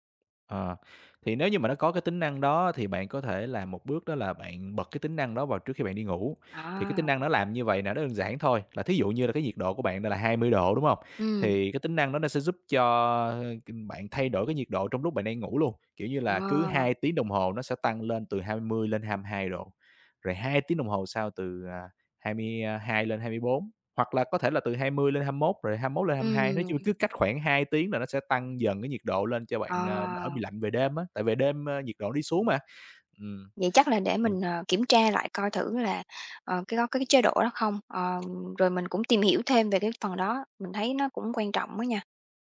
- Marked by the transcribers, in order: tapping; other background noise; unintelligible speech
- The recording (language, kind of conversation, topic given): Vietnamese, advice, Tôi thường thức dậy nhiều lần giữa đêm và cảm thấy không ngủ đủ, tôi nên làm gì?